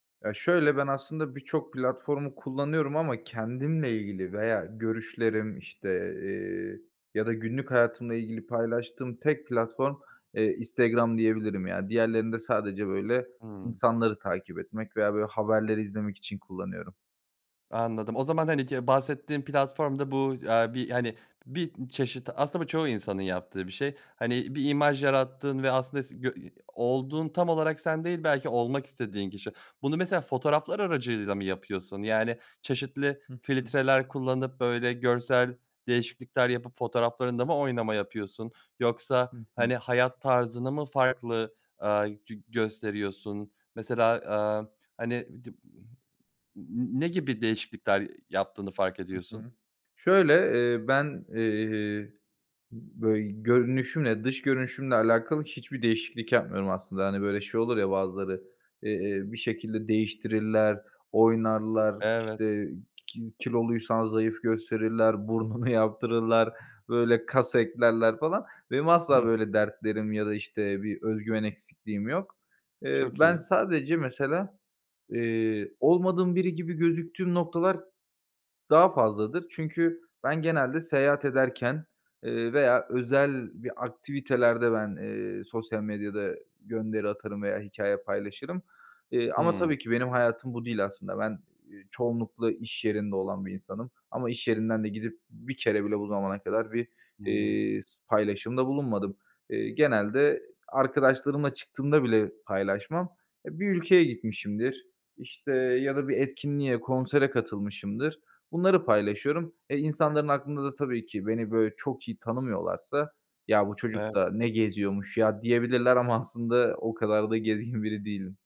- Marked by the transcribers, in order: tapping; laughing while speaking: "burnunu yaptırırlar"; chuckle
- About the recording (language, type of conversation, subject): Turkish, podcast, Sosyal medyada gösterdiğin imaj ile gerçekteki sen arasında fark var mı?